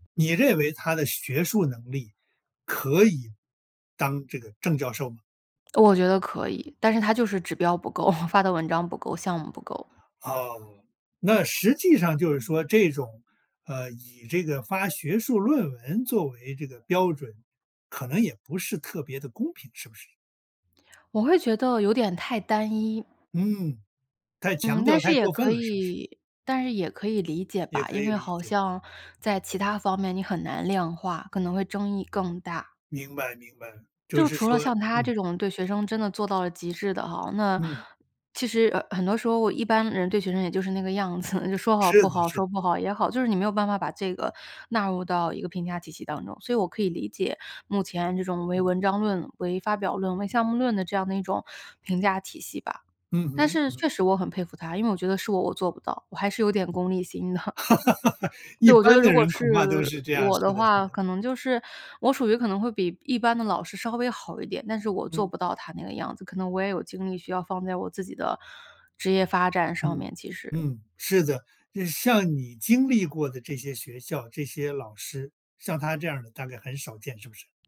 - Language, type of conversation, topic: Chinese, podcast, 你受益最深的一次导师指导经历是什么？
- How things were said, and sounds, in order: chuckle; laughing while speaking: "子"; laughing while speaking: "的"; laugh